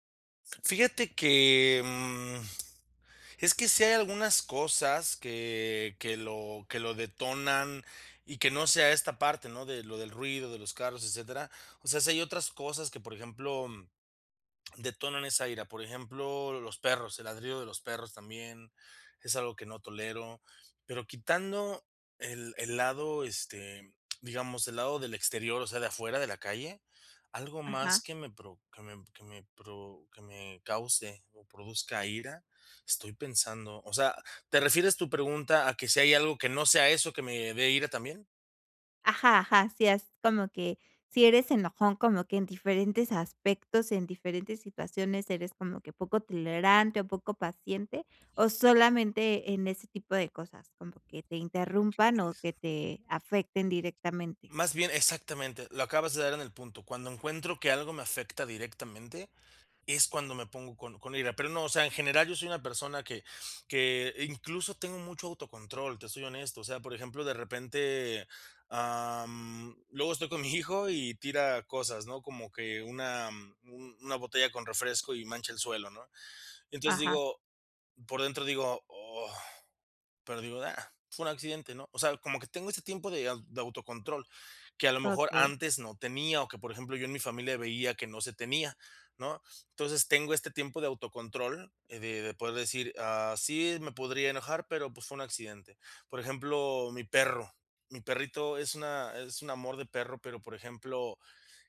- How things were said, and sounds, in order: other background noise; unintelligible speech
- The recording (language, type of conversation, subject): Spanish, advice, ¿Cómo puedo manejar la ira y la frustración cuando aparecen de forma inesperada?